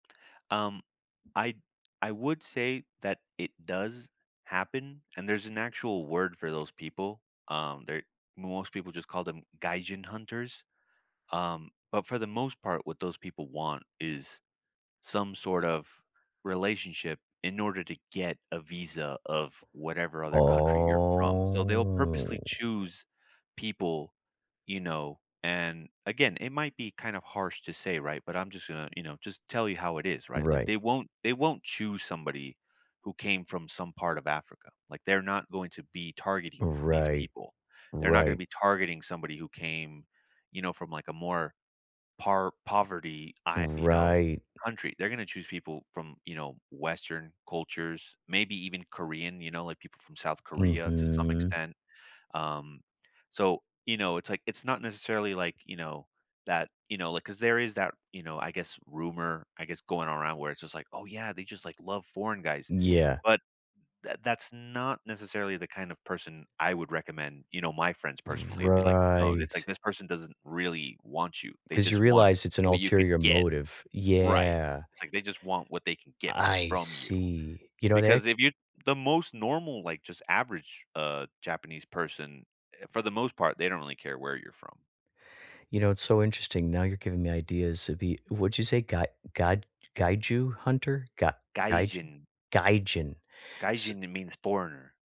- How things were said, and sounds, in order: tapping; drawn out: "Oh"; drawn out: "Mhm"; drawn out: "Right"
- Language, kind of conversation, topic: English, unstructured, Which dream destination is on your travel wish list, and what story or feeling draws you there?
- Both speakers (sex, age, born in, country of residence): male, 35-39, United States, United States; male, 55-59, United States, United States